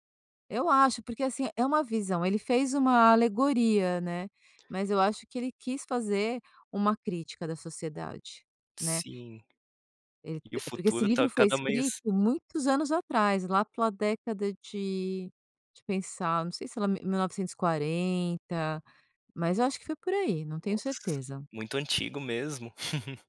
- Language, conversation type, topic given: Portuguese, podcast, Que filme marcou a sua adolescência?
- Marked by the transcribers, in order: other background noise; tapping; chuckle